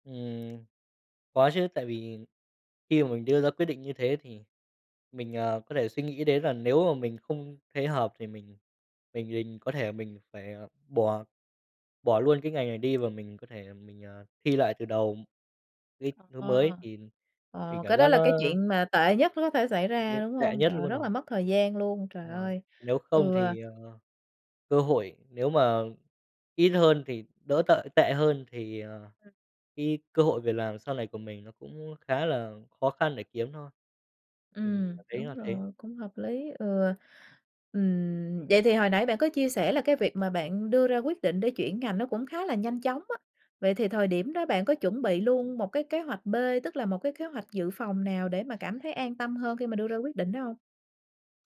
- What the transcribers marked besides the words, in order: tapping
- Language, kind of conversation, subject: Vietnamese, podcast, Bạn làm gì khi sợ đưa ra quyết định sai?